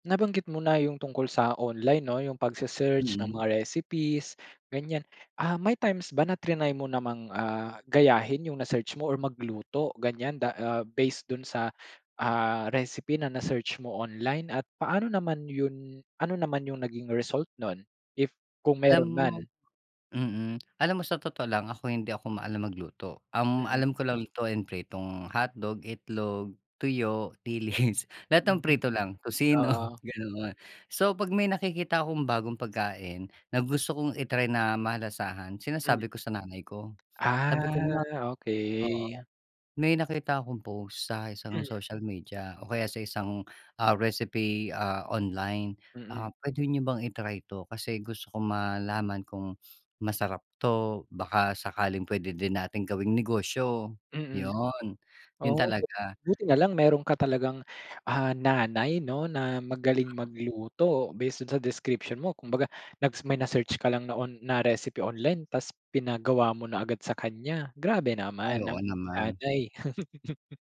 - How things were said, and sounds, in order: tapping; wind; chuckle; chuckle; other background noise; chuckle
- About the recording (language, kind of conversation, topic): Filipino, podcast, Ano ang paborito mong paraan para tuklasin ang mga bagong lasa?